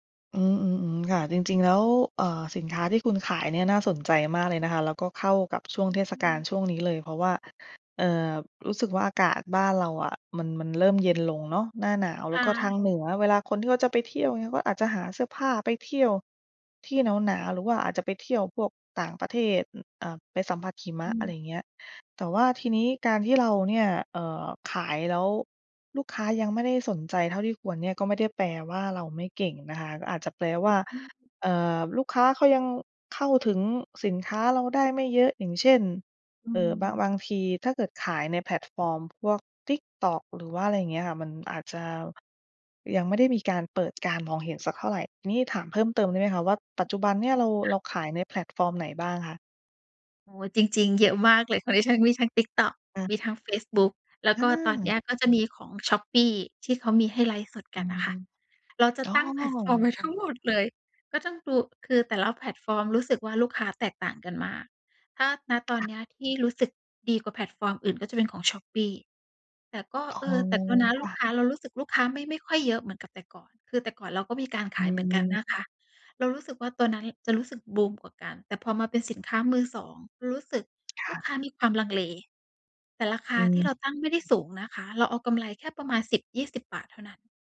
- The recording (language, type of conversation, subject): Thai, advice, จะรับมือกับความรู้สึกท้อใจอย่างไรเมื่อยังไม่มีลูกค้าสนใจสินค้า?
- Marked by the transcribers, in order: other background noise; tapping; laughing while speaking: "แพลตฟอร์มไว้ทั้งหมดเลย"; other noise